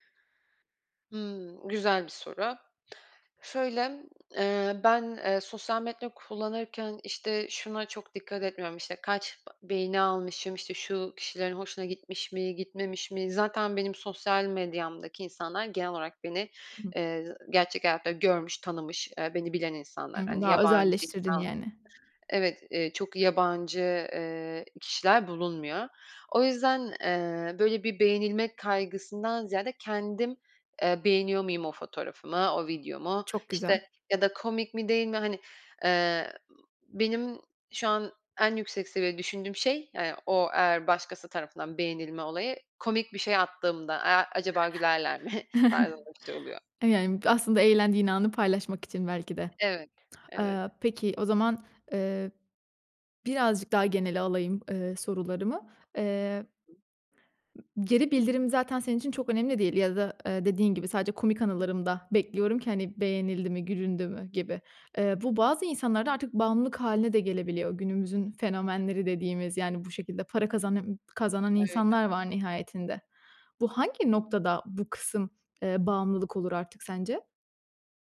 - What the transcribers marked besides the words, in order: unintelligible speech; chuckle; unintelligible speech
- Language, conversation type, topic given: Turkish, podcast, Başkalarının ne düşündüğü özgüvenini nasıl etkiler?
- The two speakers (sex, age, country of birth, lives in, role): female, 25-29, Turkey, France, guest; female, 25-29, Turkey, Italy, host